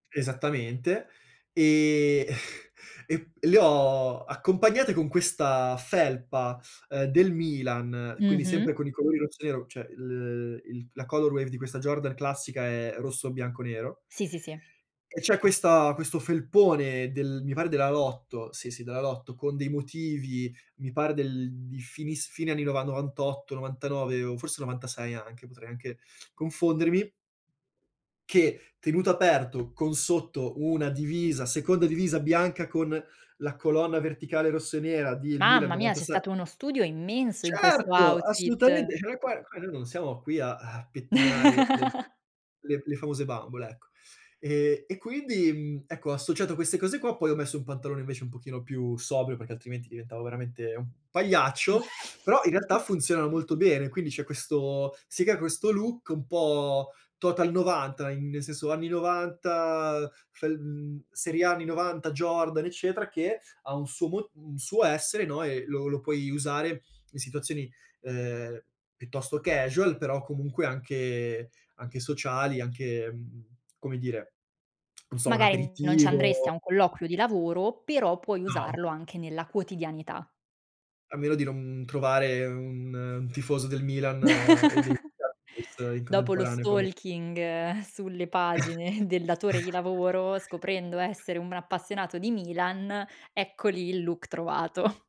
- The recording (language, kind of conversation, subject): Italian, podcast, Che cosa ti fa sentire davvero te stesso/a quando ti vesti?
- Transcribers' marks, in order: chuckle; in English: "color wave"; teeth sucking; "del" said as "dil"; joyful: "Certo! Assolutamente!"; "Cioè" said as "ceh"; chuckle; chuckle; stressed: "pagliaccio"; teeth sucking; tongue click; other background noise; chuckle; unintelligible speech; chuckle; chuckle